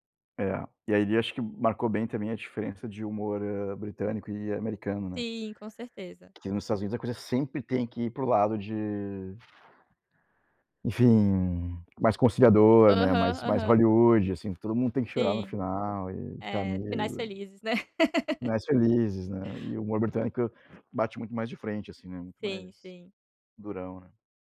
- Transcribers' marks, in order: laugh
- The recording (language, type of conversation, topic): Portuguese, unstructured, O que faz com que algumas séries de TV se destaquem para você?